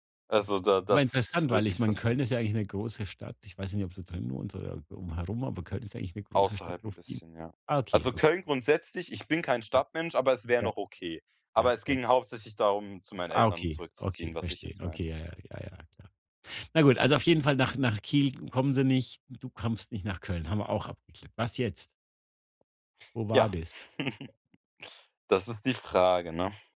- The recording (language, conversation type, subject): German, advice, Wie kann ich eine Freundschaft über Distanz gut erhalten?
- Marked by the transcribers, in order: chuckle